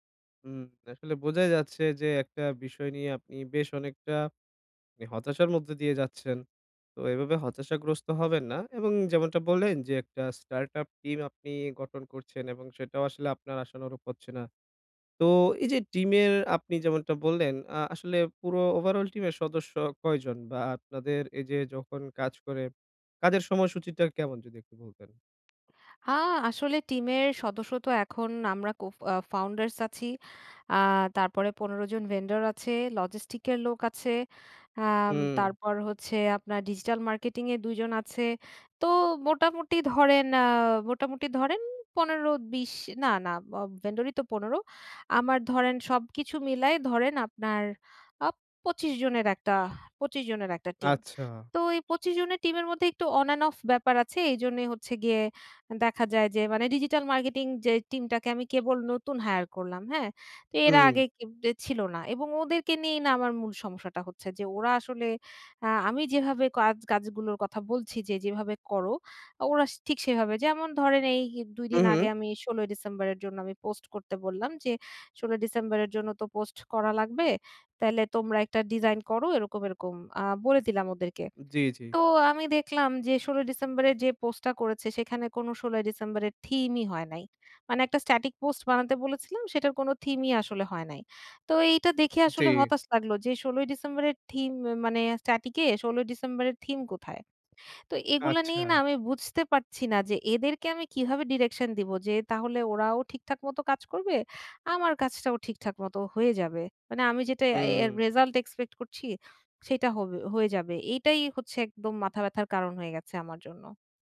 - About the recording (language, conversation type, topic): Bengali, advice, দক্ষ টিম গঠন ও ধরে রাখার কৌশল
- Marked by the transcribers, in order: tapping; blowing